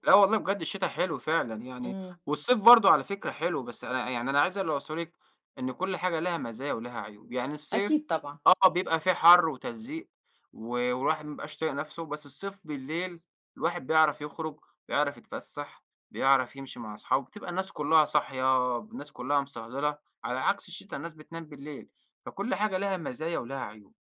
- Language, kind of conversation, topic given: Arabic, podcast, إزاي المواسم بتأثر على صحة الإنسان ومزاجه؟
- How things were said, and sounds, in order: tapping